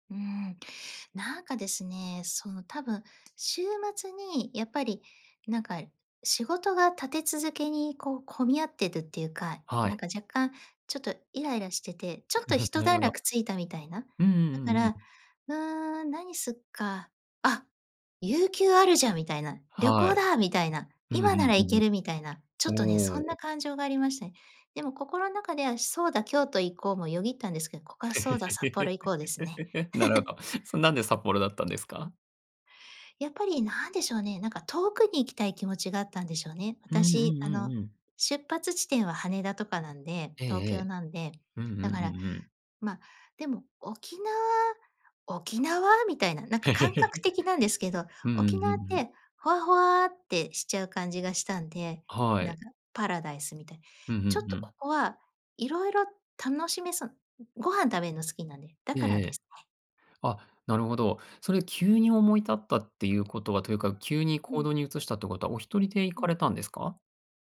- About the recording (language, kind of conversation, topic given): Japanese, podcast, 衝動的に出かけた旅で、一番驚いたことは何でしたか？
- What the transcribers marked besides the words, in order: tapping; laugh; laugh; laugh